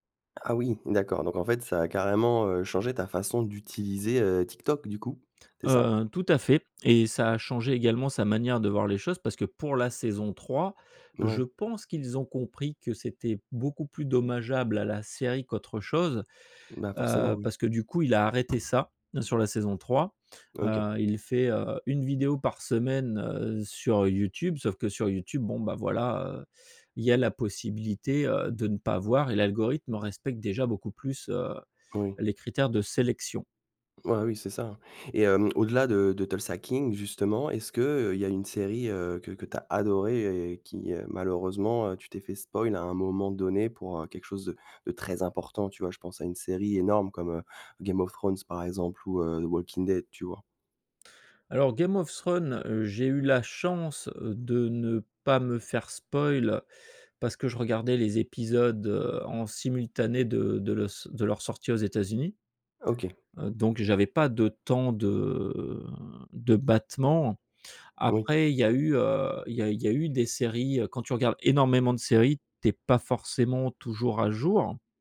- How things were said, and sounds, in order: tapping; in English: "spoil"; in English: "spoil"; drawn out: "de"; stressed: "énormément"
- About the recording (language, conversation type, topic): French, podcast, Pourquoi les spoilers gâchent-ils tant les séries ?